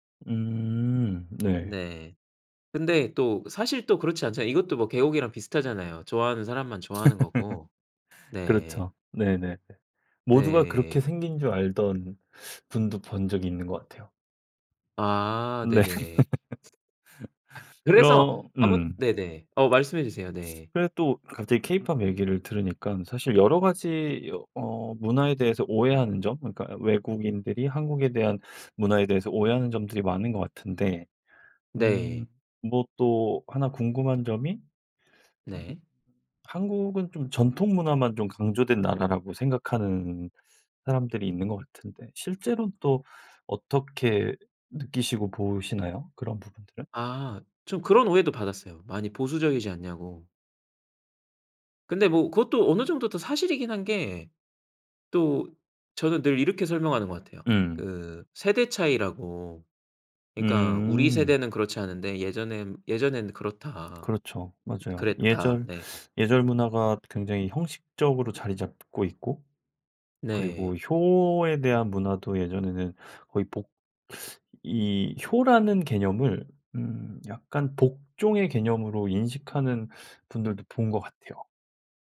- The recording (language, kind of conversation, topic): Korean, podcast, 네 문화에 대해 사람들이 오해하는 점은 무엇인가요?
- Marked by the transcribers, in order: laugh; other background noise; cough; laugh